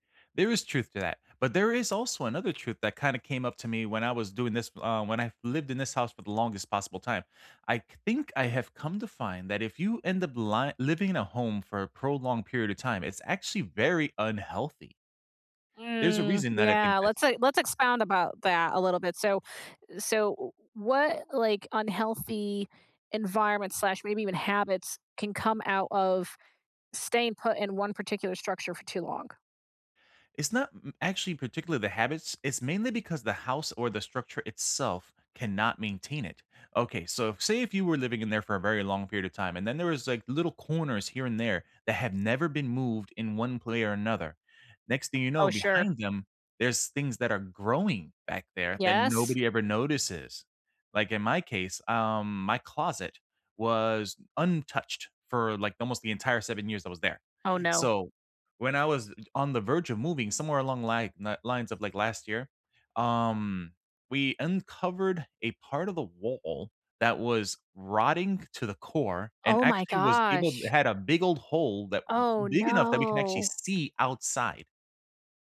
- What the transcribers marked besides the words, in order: other background noise
- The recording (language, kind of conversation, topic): English, unstructured, Where do you feel most at home, and why?